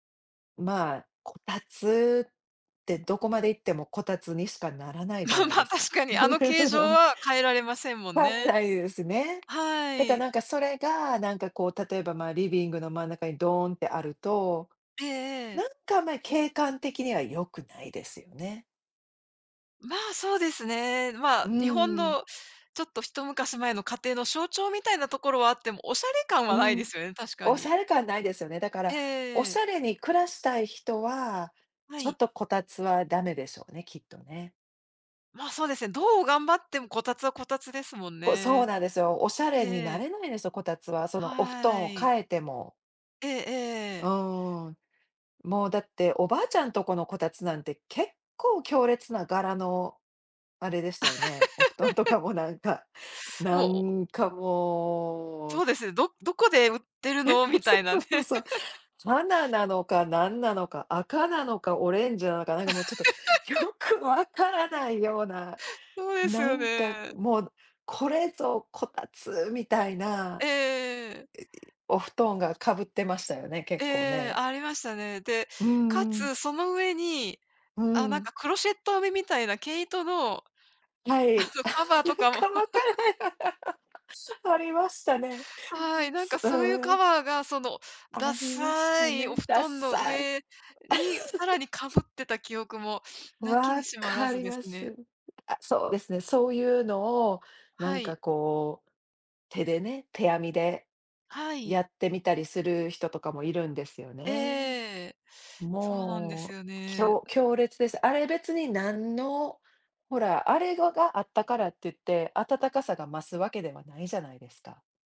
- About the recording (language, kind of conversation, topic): Japanese, unstructured, 冬の暖房にはエアコンとこたつのどちらが良いですか？
- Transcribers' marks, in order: laughing while speaking: "まあ まあ確かに"; laugh; laugh; laughing while speaking: "お布団とかもなんか"; laughing while speaking: "え、そう そう そう そう"; laugh; laugh; laugh; laughing while speaking: "よくわからないような"; stressed: "これぞこたつ"; other noise; laughing while speaking: "あのカバーとかも"; laughing while speaking: "あ、なんかわかるわ。ありましたね"; laugh; other background noise